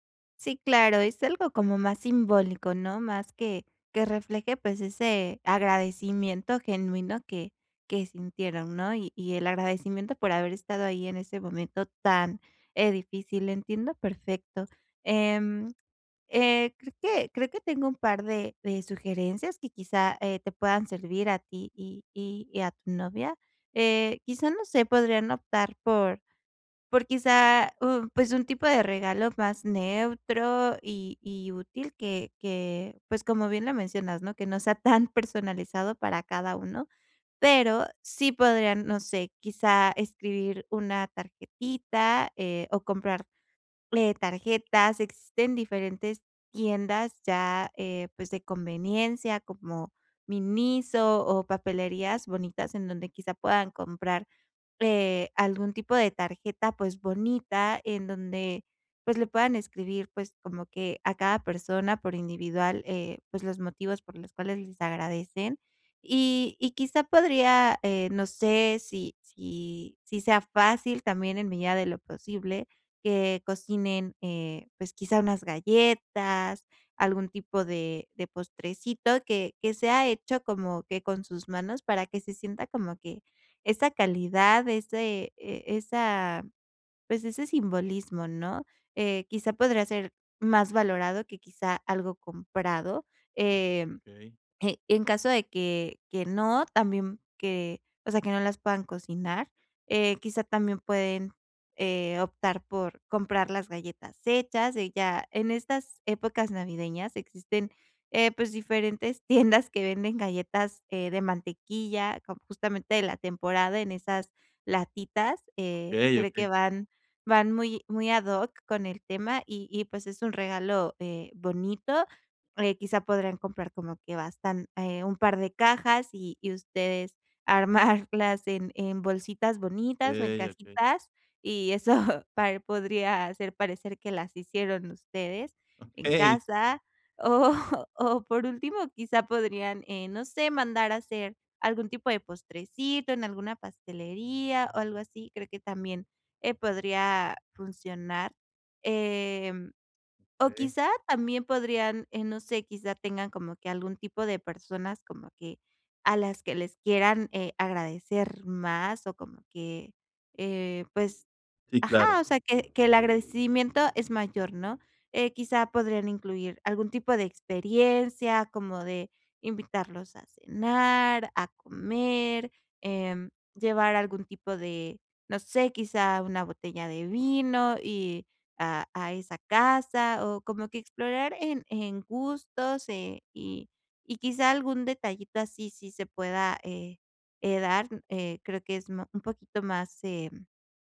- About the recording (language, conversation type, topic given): Spanish, advice, ¿Cómo puedo comprar un regalo memorable sin conocer bien sus gustos?
- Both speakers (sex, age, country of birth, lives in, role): female, 25-29, Mexico, Mexico, advisor; male, 30-34, Mexico, Mexico, user
- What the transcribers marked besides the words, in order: laughing while speaking: "tiendas"